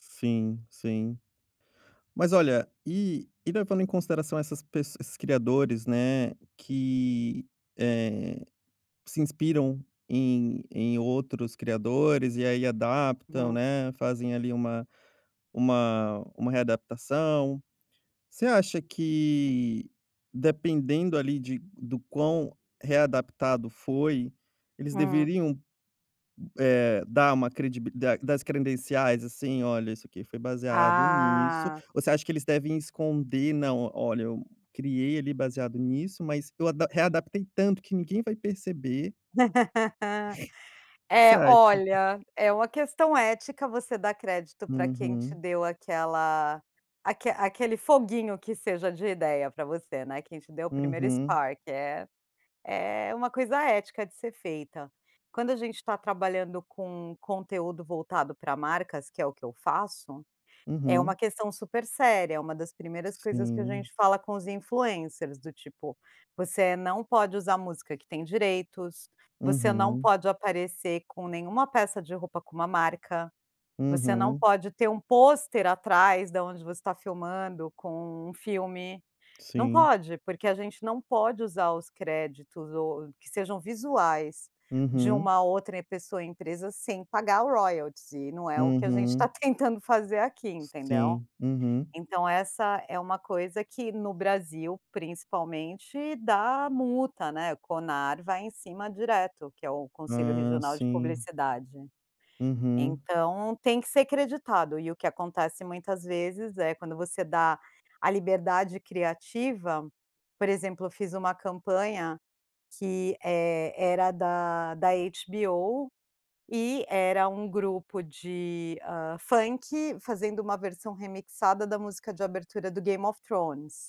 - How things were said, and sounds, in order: laugh; tapping; in English: "spark"; in English: "influencers"; in English: "royalties"
- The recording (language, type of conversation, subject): Portuguese, podcast, Como a autenticidade influencia o sucesso de um criador de conteúdo?